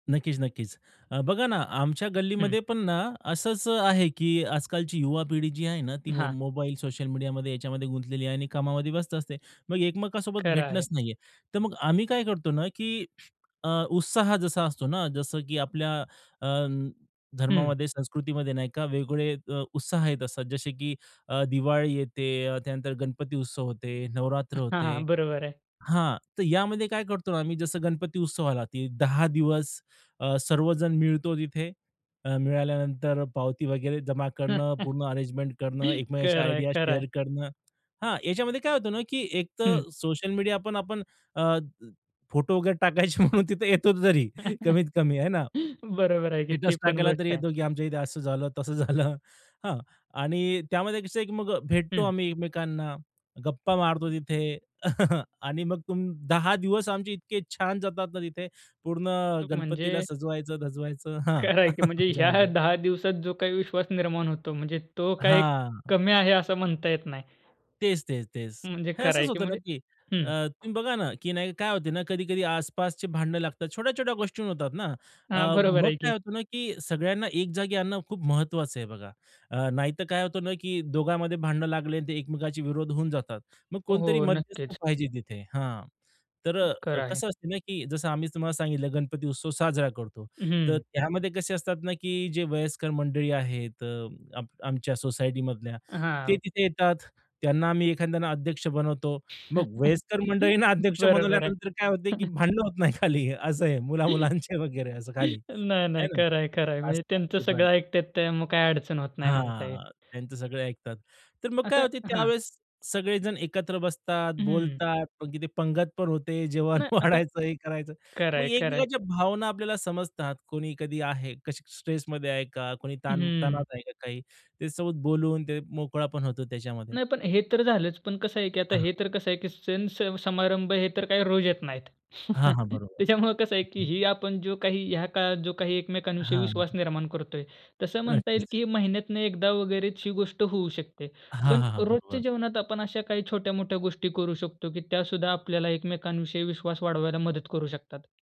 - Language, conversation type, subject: Marathi, podcast, गावात किंवा वसाहतीत एकमेकांवरील विश्वास कसा वाढवता येईल?
- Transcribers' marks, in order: chuckle; chuckle; in English: "अरेंजमेंट"; in English: "आयडिया शेअर"; other background noise; laughing while speaking: "म्हणून तिथे येतो तरी"; chuckle; in English: "स्टेटस"; laughing while speaking: "झालं"; chuckle; laughing while speaking: "करायची, म्हणजे ह्या"; chuckle; tapping; chuckle; laughing while speaking: "मंडळींना अध्यक्ष बनवल्यानंतर काय होतं … असं आहे मुला-मुलांचं"; chuckle; chuckle; laughing while speaking: "वाढायचं"; in English: "स्ट्रेसमध्ये"; chuckle